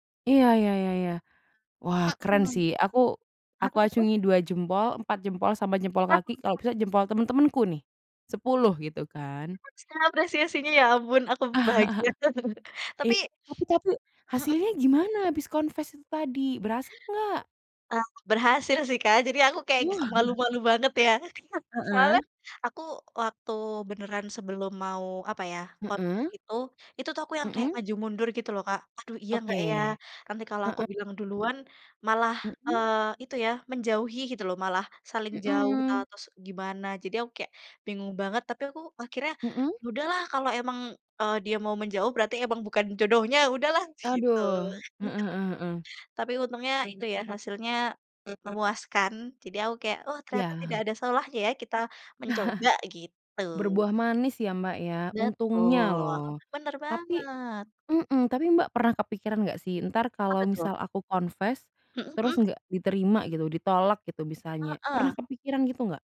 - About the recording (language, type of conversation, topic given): Indonesian, unstructured, Pernahkah kamu melakukan sesuatu yang nekat demi cinta?
- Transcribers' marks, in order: unintelligible speech; chuckle; laugh; in English: "confess"; chuckle; in English: "confess"; other background noise; tapping; chuckle; chuckle; in English: "confess"